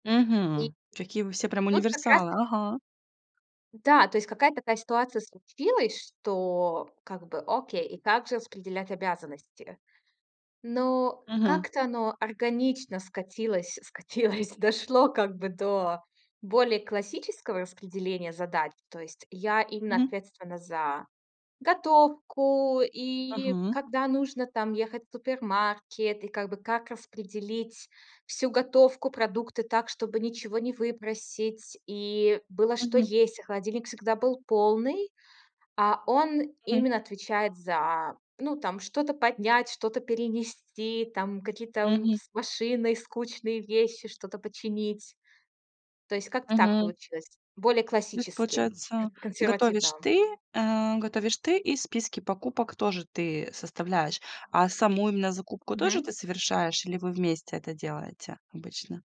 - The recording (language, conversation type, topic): Russian, podcast, Как вы распределяете бытовые обязанности дома?
- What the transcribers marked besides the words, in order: unintelligible speech; tapping; laughing while speaking: "скатилось, дошло"; other background noise